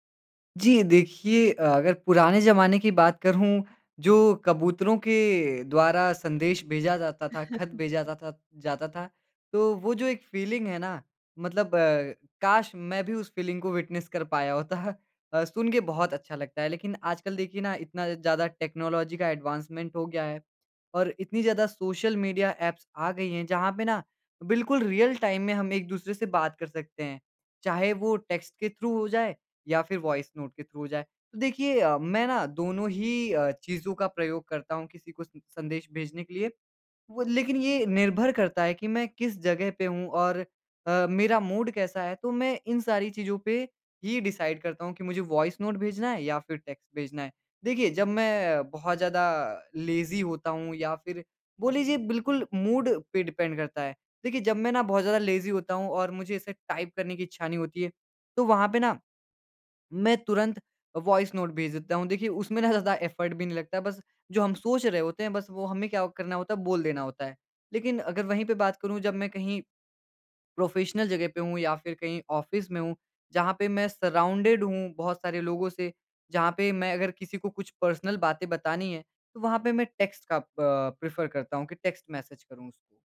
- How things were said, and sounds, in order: chuckle; in English: "फ़ीलिंग"; in English: "फ़ीलिंग"; in English: "विटनेस"; laughing while speaking: "होता"; in English: "टेक्नोलॉजी"; in English: "एडवांसमेंट"; in English: "रियल टाइम"; in English: "टेक्स्ट के थ्रू"; in English: "वॉइस नोट के थ्रू"; in English: "मूड"; in English: "डिसाइड"; in English: "वॉइस नोट"; in English: "टेक्स्ट"; in English: "लेज़ी"; in English: "मूड"; in English: "डिपेंड"; in English: "लेज़ी"; in English: "वॉइस नोट"; in English: "एफ़र्ट"; in English: "प्रोफ़ेशनल"; in English: "ऑफ़िस"; in English: "सराउंडेड"; in English: "पर्सनल"; in English: "टेक्स्ट"; in English: "प्रेफ़र"; in English: "टेक्स्ट मैसेज"
- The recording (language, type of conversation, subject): Hindi, podcast, वॉइस नोट और टेक्स्ट — तुम किसे कब चुनते हो?